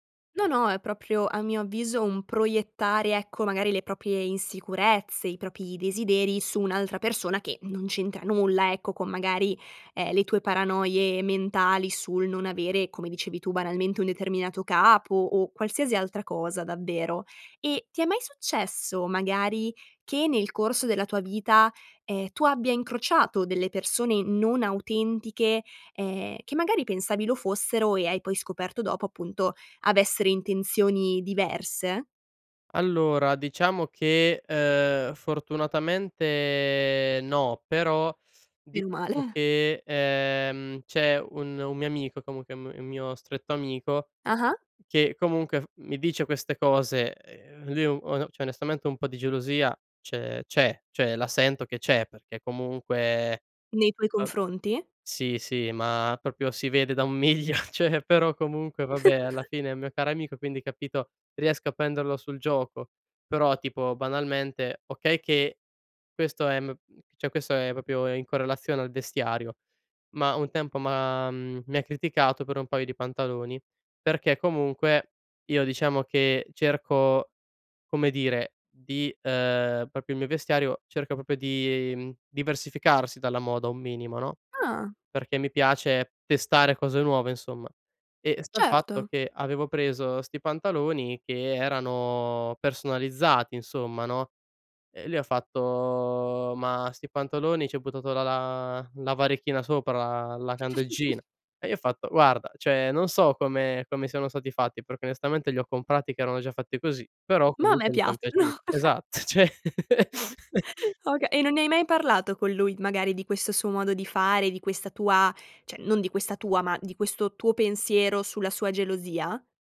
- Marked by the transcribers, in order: chuckle; "cioè" said as "ciè"; "cioè" said as "ciè"; laugh; laugh; "proprio" said as "popio"; chuckle; laugh; chuckle; "cioè" said as "ciè"; laugh; "cioè" said as "ciè"
- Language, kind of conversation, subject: Italian, podcast, Cosa significa per te essere autentico, concretamente?